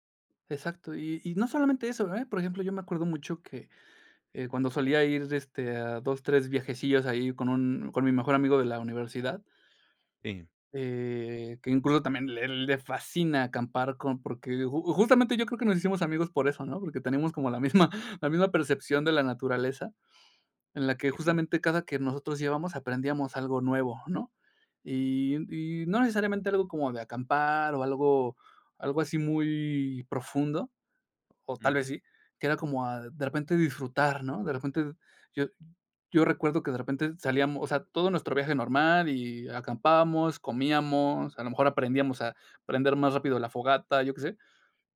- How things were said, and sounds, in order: laughing while speaking: "la misma"
- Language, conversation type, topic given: Spanish, podcast, ¿De qué manera la soledad en la naturaleza te inspira?